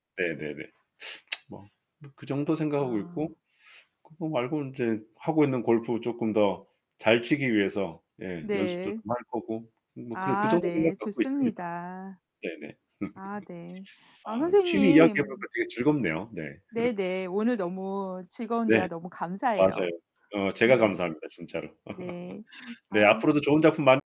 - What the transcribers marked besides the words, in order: tsk; laugh; static; laugh; laugh; other background noise; laugh
- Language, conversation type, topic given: Korean, unstructured, 요즘 가장 즐겨 하는 취미가 뭐예요?